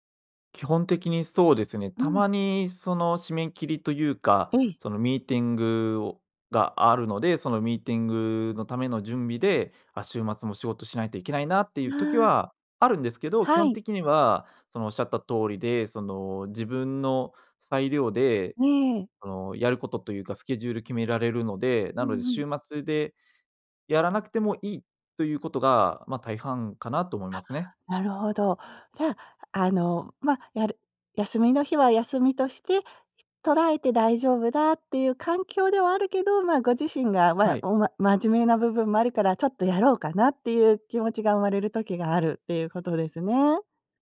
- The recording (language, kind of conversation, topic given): Japanese, advice, 週末にだらけてしまう癖を変えたい
- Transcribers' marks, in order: none